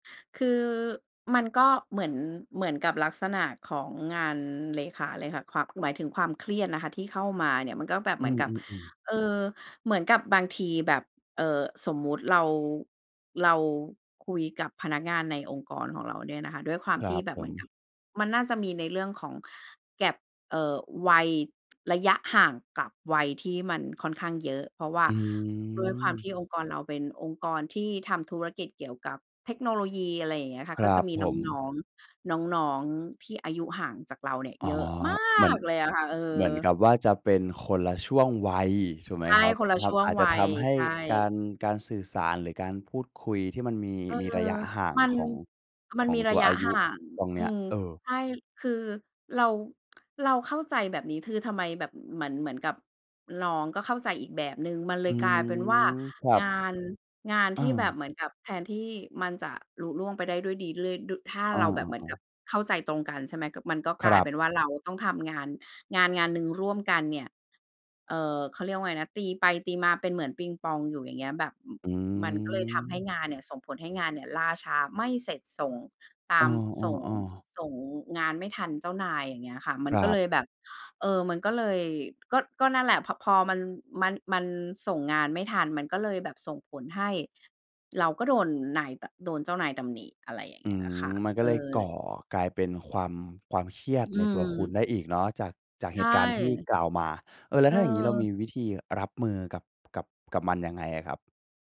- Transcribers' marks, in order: in English: "gap"; tapping; stressed: "มาก"
- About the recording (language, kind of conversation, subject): Thai, podcast, คุณมีวิธีจัดการความเครียดในชีวิตประจำวันอย่างไรบ้าง?